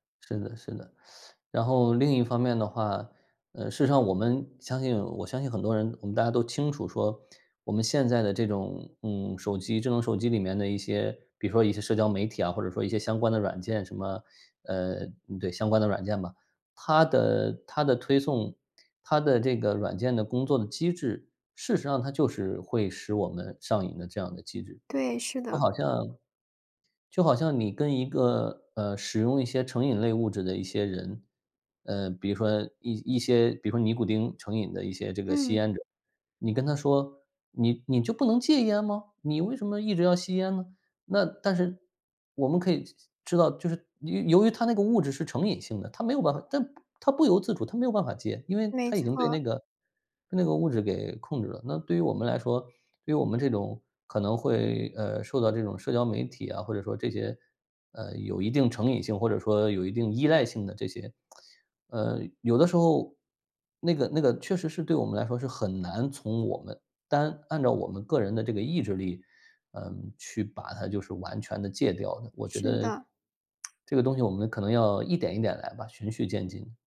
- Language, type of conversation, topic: Chinese, advice, 社交媒体和手机如何不断分散你的注意力？
- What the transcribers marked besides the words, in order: teeth sucking; tapping